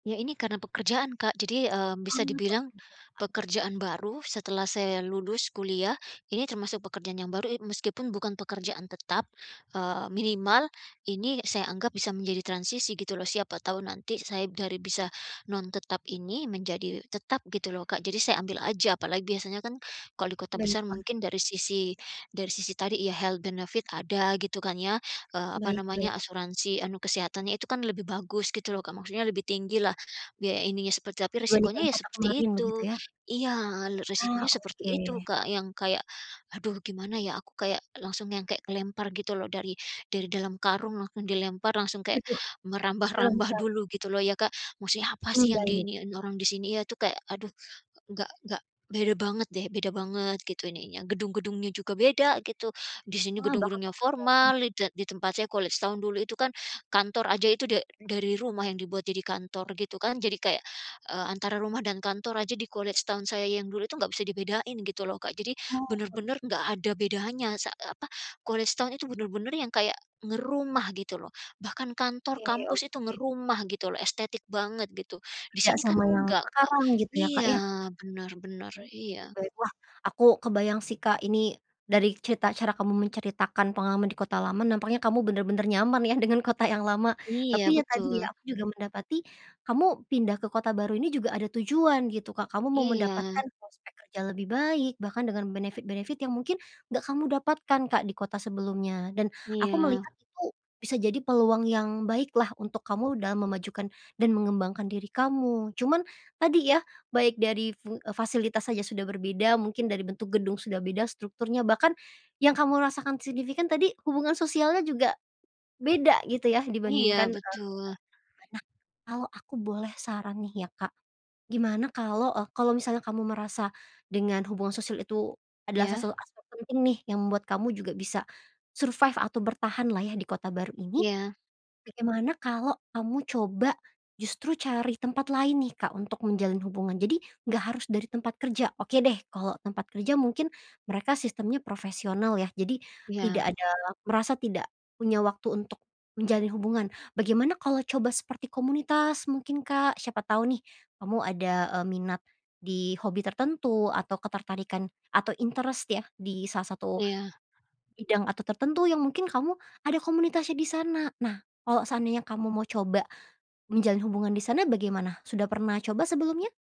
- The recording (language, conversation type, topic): Indonesian, advice, Bagaimana kamu menghadapi rasa kesepian dan keterasingan setelah pindah kota?
- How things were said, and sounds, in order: tapping; other background noise; in English: "health benefit"; in English: "benefit-benefit"; in English: "survive"; in English: "interest"